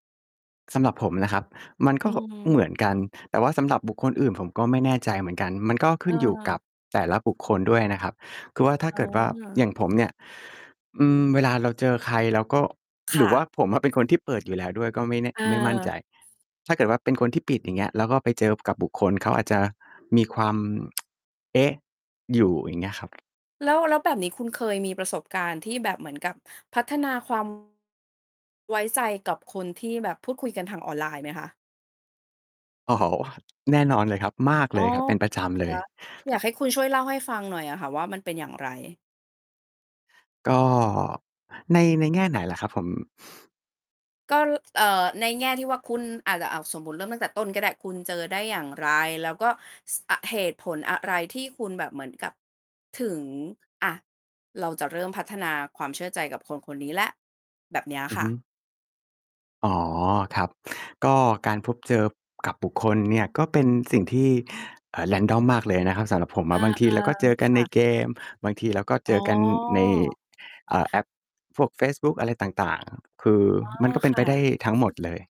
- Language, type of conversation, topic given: Thai, podcast, เวลาเจอคนต่อหน้าเทียบกับคุยกันออนไลน์ คุณรับรู้ความน่าเชื่อถือต่างกันอย่างไร?
- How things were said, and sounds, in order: distorted speech; other background noise; tsk; laughing while speaking: "อ๋อ"; tapping; stressed: "มาก"; other noise; in English: "random"